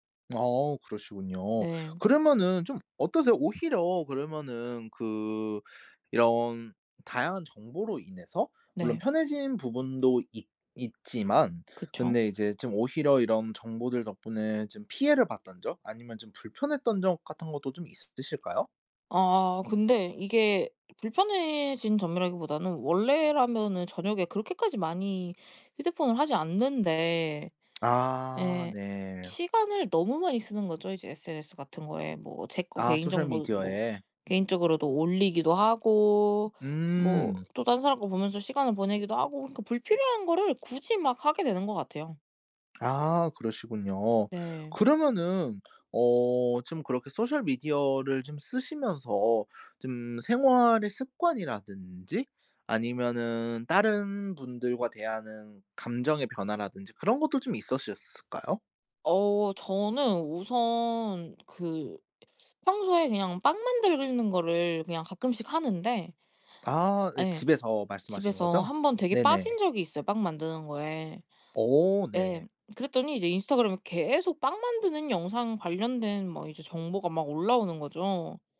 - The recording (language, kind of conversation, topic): Korean, podcast, 소셜미디어가 우리 일상에 미치는 영향에 대해 솔직히 어떻게 생각하시나요?
- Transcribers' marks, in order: tapping; "있으셨을까요" said as "있어셨을까요"; "만드는" said as "만들는"